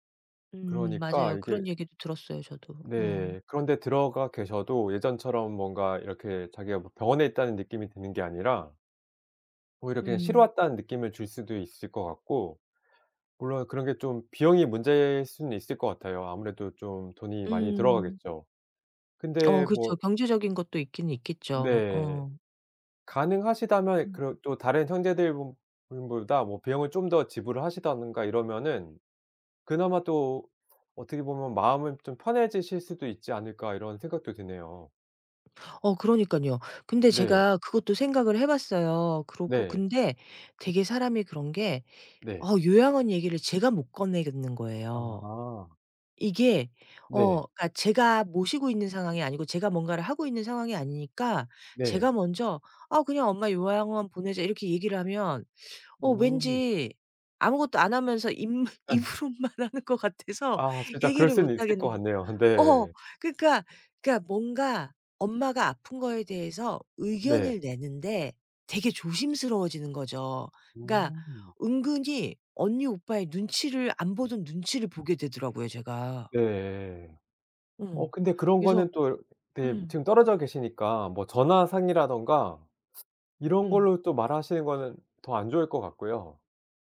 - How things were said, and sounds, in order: other background noise; "형제들분보다" said as "형제들분분불다"; "하신다든가" said as "하시다든가"; unintelligible speech; laughing while speaking: "입므 입으로만 하는 것 같아서"; tapping
- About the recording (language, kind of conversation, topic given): Korean, advice, 가족 돌봄 책임에 대해 어떤 점이 가장 고민되시나요?
- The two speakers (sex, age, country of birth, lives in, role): female, 50-54, South Korea, United States, user; male, 40-44, South Korea, South Korea, advisor